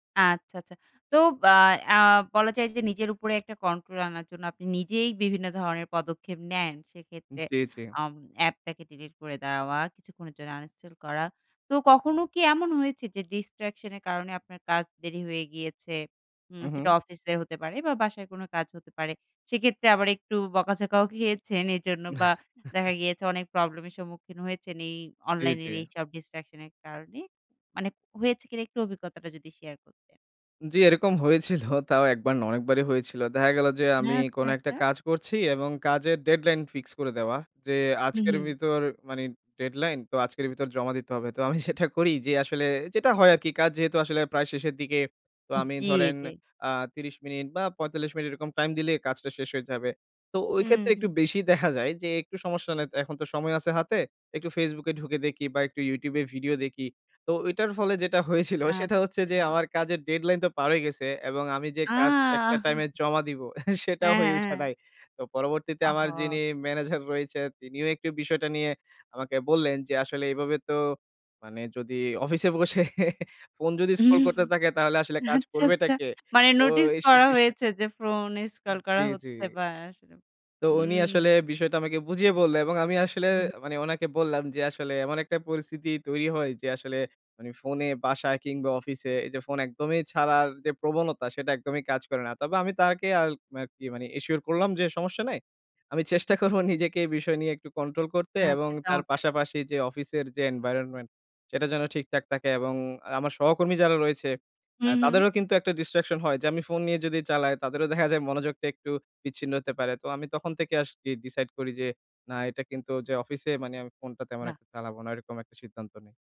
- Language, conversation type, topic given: Bengali, podcast, অনলাইন বিভ্রান্তি সামলাতে তুমি কী করো?
- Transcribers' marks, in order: tapping; in English: "distraction"; laughing while speaking: "বকাঝকাও খেয়েছেন এজন্য বা দেখা গিয়েছে অনেক প্রবলেম"; chuckle; in English: "distraction"; scoff; "দেখা" said as "দেহা"; "আচ্ছা" said as "চ্ছা"; in English: "deadline fix"; scoff; "দেখি" said as "দেকি"; scoff; laughing while speaking: "আ!"; "পার-হয়ে" said as "পারোই"; laughing while speaking: "হ্যা, হ্যা, হ্যা"; scoff; chuckle; laughing while speaking: "আচ্ছা, আচ্ছা। মানে নোটিস করা হয়েছে, যে ফ্রোন scroll করা হচ্ছে"; "ফোন" said as "ফ্রোন"; "তাকে" said as "তারকে"; in English: "assure"; scoff; "environment" said as "environmen"; in English: "distraction"; in English: "d decide"